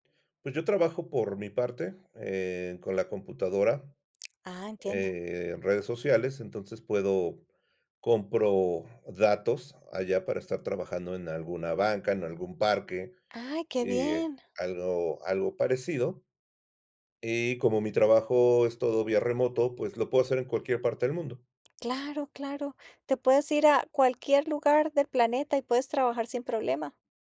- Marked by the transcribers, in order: none
- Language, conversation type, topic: Spanish, podcast, ¿Qué te motiva a viajar y qué buscas en un viaje?